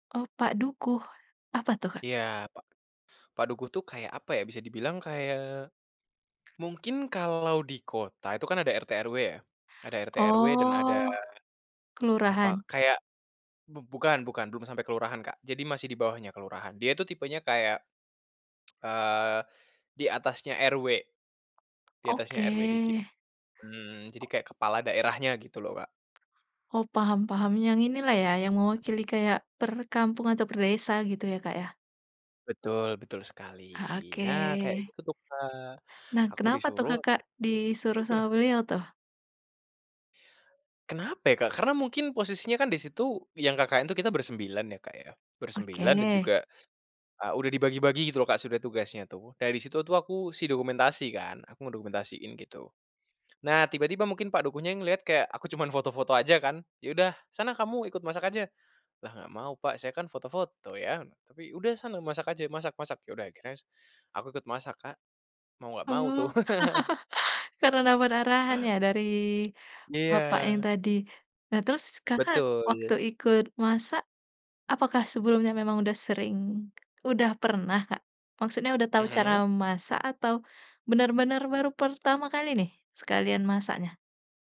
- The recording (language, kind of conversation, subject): Indonesian, podcast, Bagaimana pengalamanmu belajar memasak makanan tradisional bersama warga?
- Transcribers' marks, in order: other background noise; tsk; tapping; chuckle; laugh; chuckle